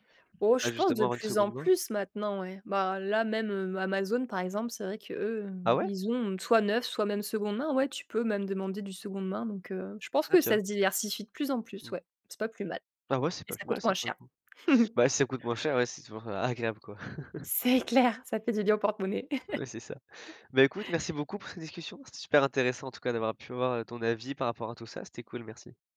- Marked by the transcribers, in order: surprised: "Ah ouais ?"; chuckle; chuckle; laugh
- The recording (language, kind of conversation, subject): French, podcast, Comment choisis-tu un livre quand tu vas en librairie ?